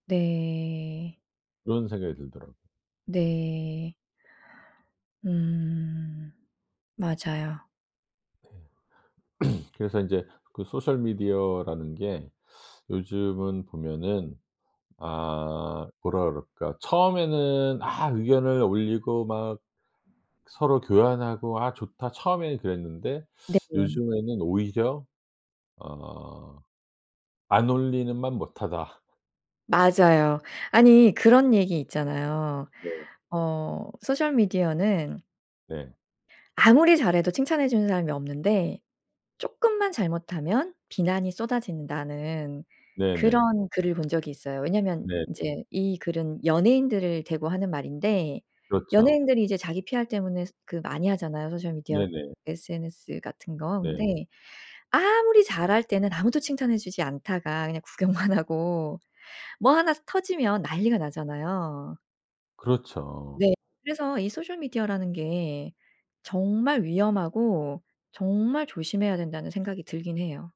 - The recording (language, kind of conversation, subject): Korean, podcast, 소셜 미디어에 게시할 때 가장 신경 쓰는 점은 무엇인가요?
- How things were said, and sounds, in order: other background noise; throat clearing; laughing while speaking: "구경만 하고"